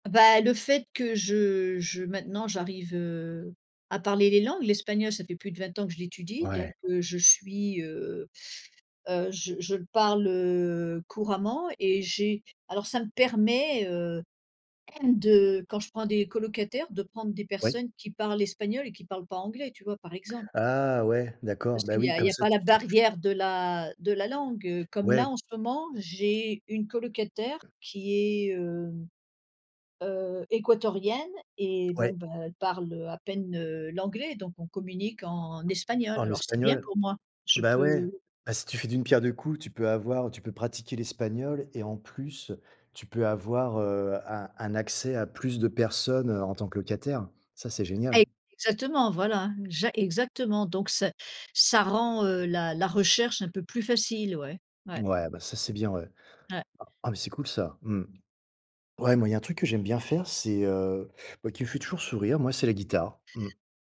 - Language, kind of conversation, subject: French, unstructured, Quelle activité te fait toujours sourire ?
- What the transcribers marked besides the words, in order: unintelligible speech